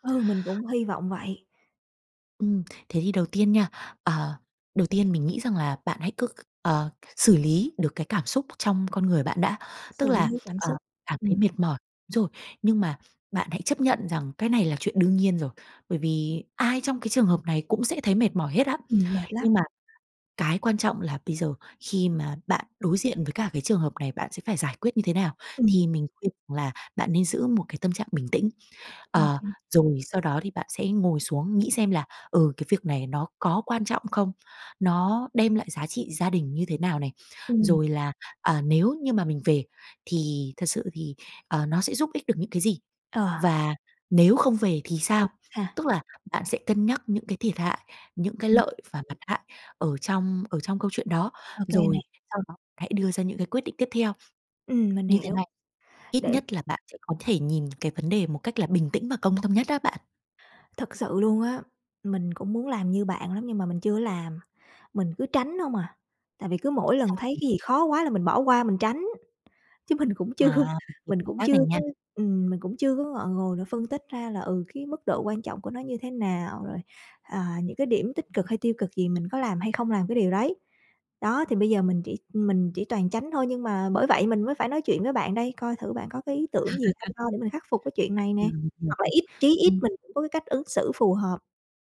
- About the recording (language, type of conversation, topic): Vietnamese, advice, Xung đột gia đình khiến bạn căng thẳng kéo dài như thế nào?
- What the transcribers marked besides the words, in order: tapping; other noise; other background noise; laughing while speaking: "chưa"; laugh